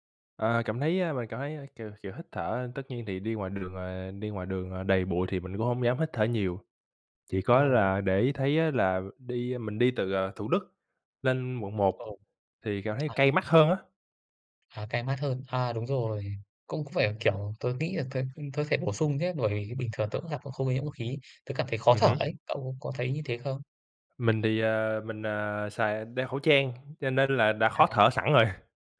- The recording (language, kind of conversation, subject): Vietnamese, unstructured, Bạn nghĩ gì về tình trạng ô nhiễm không khí hiện nay?
- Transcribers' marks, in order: tapping; other background noise